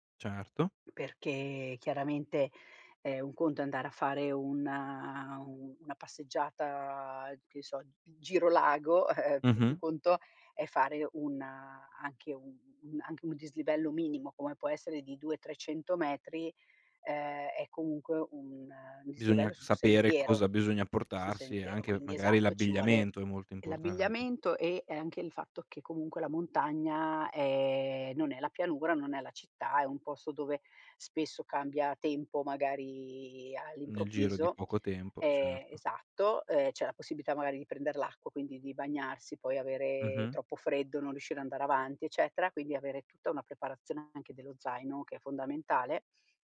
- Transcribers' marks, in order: scoff; "possibilità" said as "possibità"
- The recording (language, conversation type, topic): Italian, podcast, Raccontami del tuo hobby preferito: come ci sei arrivato?